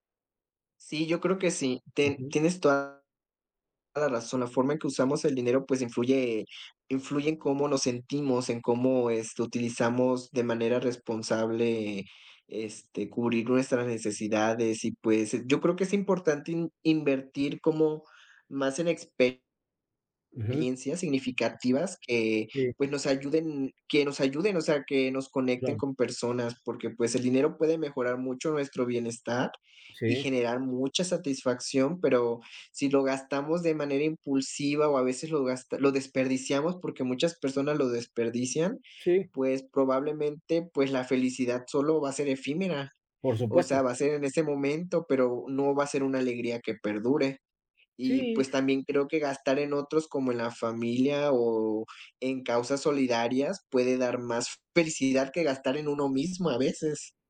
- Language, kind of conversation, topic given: Spanish, unstructured, ¿Crees que el dinero compra la felicidad?
- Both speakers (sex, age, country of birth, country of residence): male, 30-34, Mexico, Mexico; male, 50-54, Mexico, Mexico
- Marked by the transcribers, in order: other background noise